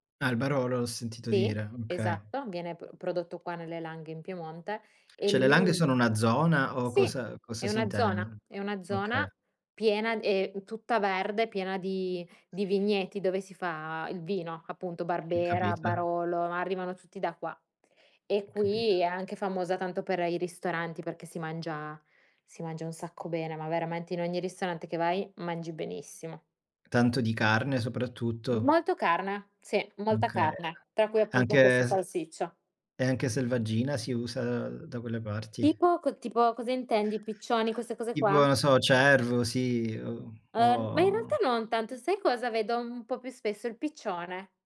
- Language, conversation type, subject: Italian, unstructured, Qual è il piatto che associ a un momento felice della tua vita?
- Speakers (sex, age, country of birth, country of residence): female, 25-29, Italy, Italy; male, 30-34, Italy, Germany
- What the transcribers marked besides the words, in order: tapping; "Cioè" said as "ceh"; drawn out: "lì"; other background noise; "carne" said as "carna"; drawn out: "o"